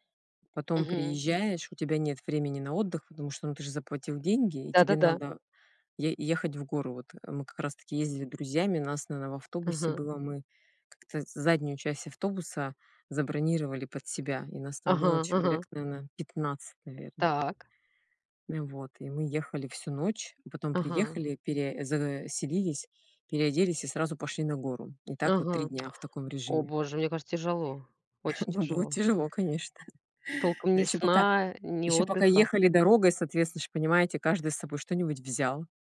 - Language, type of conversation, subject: Russian, unstructured, Какие общие воспоминания с друзьями тебе запомнились больше всего?
- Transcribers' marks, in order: lip smack; laughing while speaking: "Ну, было тяжело, конечно"